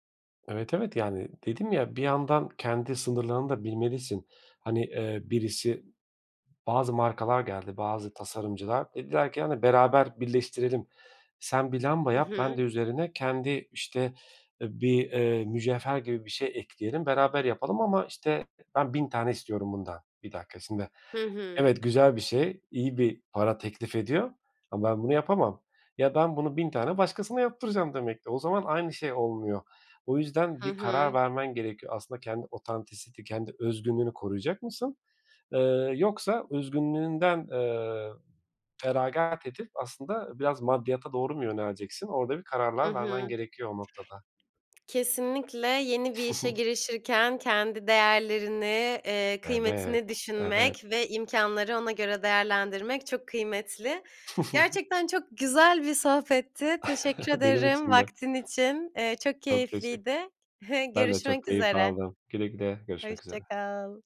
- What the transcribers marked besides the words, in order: other background noise; tapping; in English: "otantisiti"; chuckle; chuckle; chuckle; giggle
- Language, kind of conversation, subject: Turkish, podcast, Bir hobini mesleğe dönüştürme fikri seni cezbediyor mu?